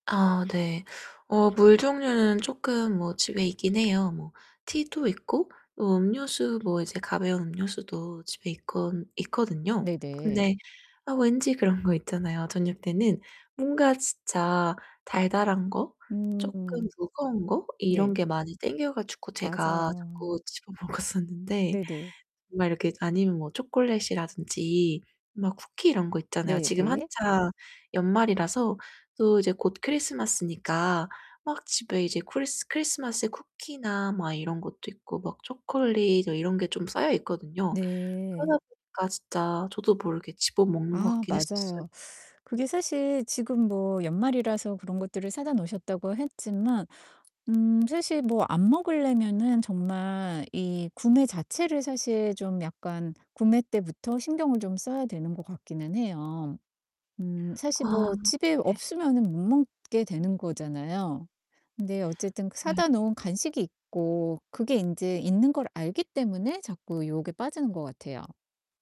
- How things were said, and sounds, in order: static; laughing while speaking: "집어 먹었었는데"
- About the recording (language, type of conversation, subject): Korean, advice, 요즘 간식 유혹이 자주 느껴져서 참기 힘든데, 어떻게 관리를 시작하면 좋을까요?